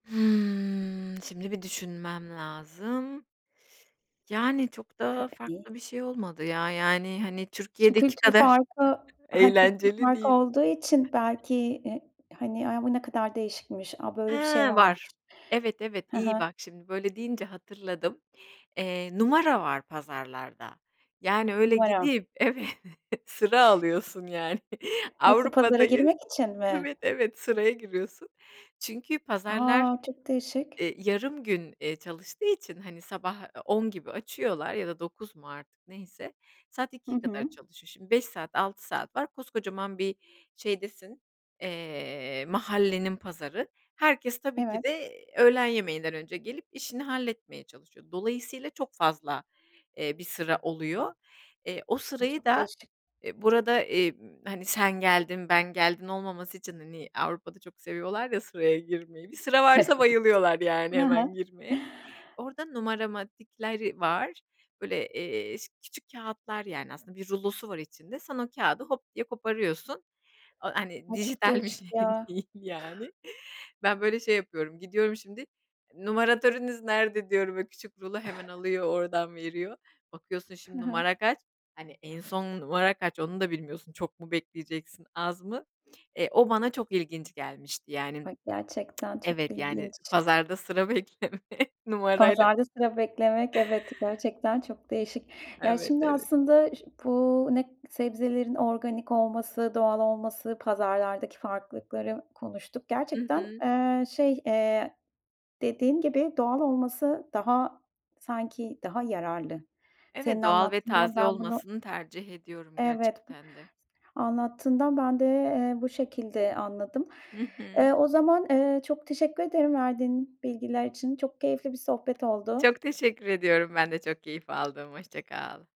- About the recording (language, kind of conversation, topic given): Turkish, podcast, Yerel pazardan alışveriş yapmak senin için nasıl bir deneyim?
- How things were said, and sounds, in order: other background noise; tapping; chuckle; laughing while speaking: "evet"; laughing while speaking: "yani"; chuckle; chuckle; laughing while speaking: "bir şey değil yani"; chuckle; tongue click; laughing while speaking: "bekleme numarayla"